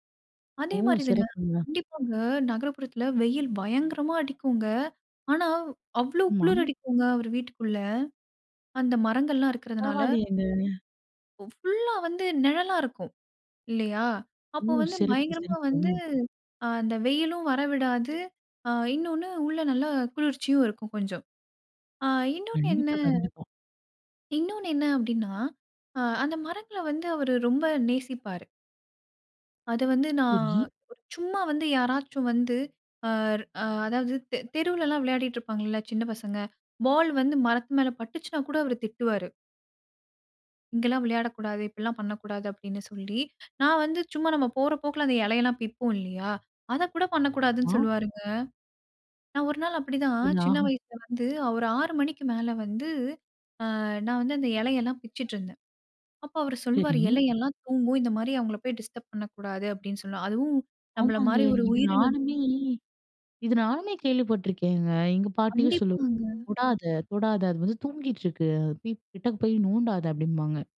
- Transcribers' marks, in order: drawn out: "நான்"; other background noise; in English: "பால்"; unintelligible speech; in English: "டிஸ்டர்ப்"
- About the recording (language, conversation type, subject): Tamil, podcast, ஒரு மரத்திடம் இருந்து என்ன கற்க முடியும்?